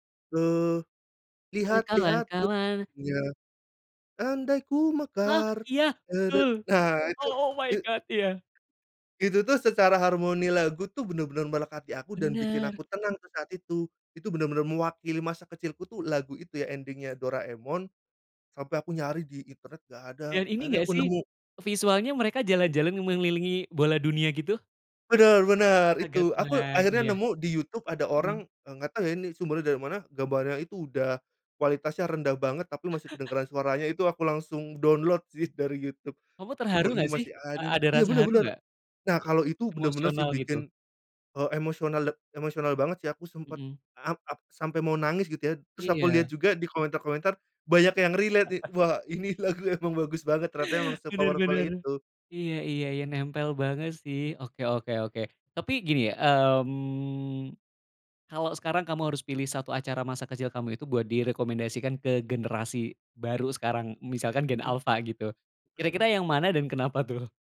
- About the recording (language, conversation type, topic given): Indonesian, podcast, Apa acara televisi atau kartun favoritmu waktu kecil, dan kenapa kamu suka?
- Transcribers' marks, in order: singing: "lihat lihat ke bunya, andai ku mekar tede"; singing: "Ayo kawan-kawan"; other background noise; in English: "oh my god"; in English: "ending-nya"; chuckle; in English: "relate"; chuckle; laughing while speaking: "ini lagu"; in English: "se-powerful"; drawn out: "mmm"; laughing while speaking: "kenapa tuh?"